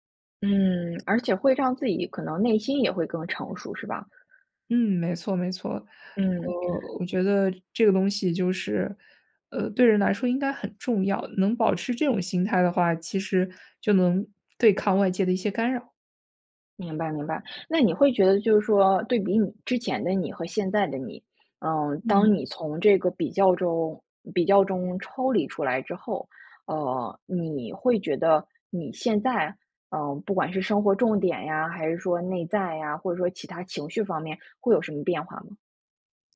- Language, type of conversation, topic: Chinese, podcast, 你是如何停止与他人比较的？
- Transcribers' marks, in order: none